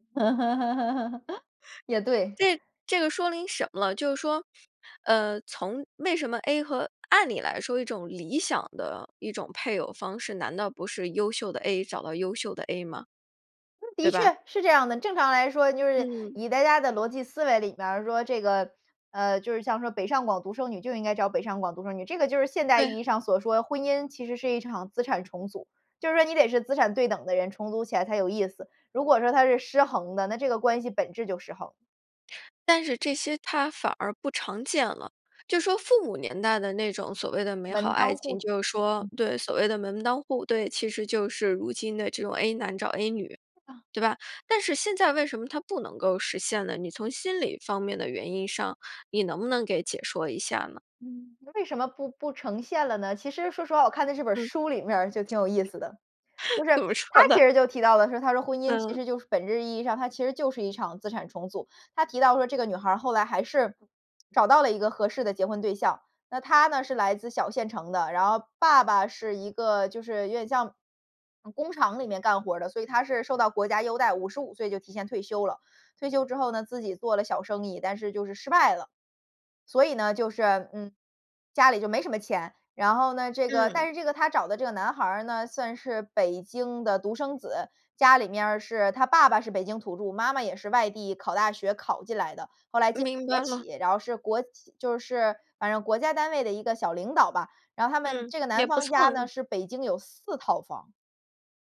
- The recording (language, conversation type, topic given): Chinese, podcast, 你觉得如何区分家庭支持和过度干预？
- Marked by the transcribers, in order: laugh; "说明" said as "说零"; other noise; laugh; laughing while speaking: "怎么说呢"